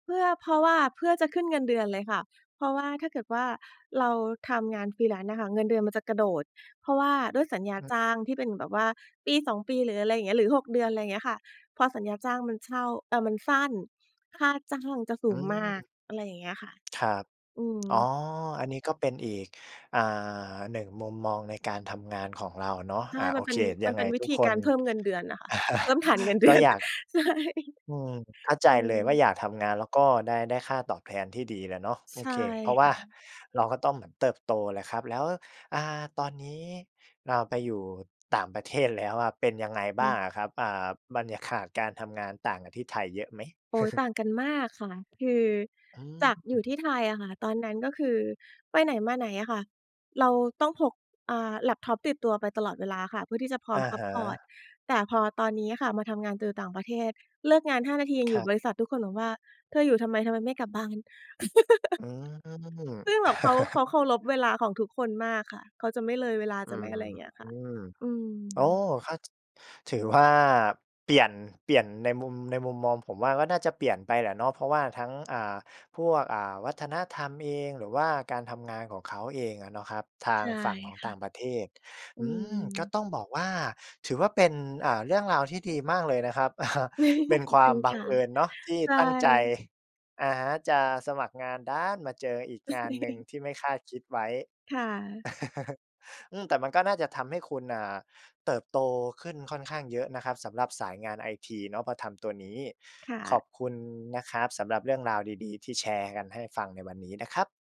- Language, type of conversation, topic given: Thai, podcast, คุณมีเหตุการณ์บังเอิญอะไรที่เปลี่ยนชีวิตของคุณไปตลอดกาลไหม?
- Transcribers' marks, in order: in English: "Freelance"; other background noise; chuckle; laughing while speaking: "เงินเดือน ใช่"; chuckle; in English: "ซัปพอร์ต"; laugh; chuckle; chuckle; chuckle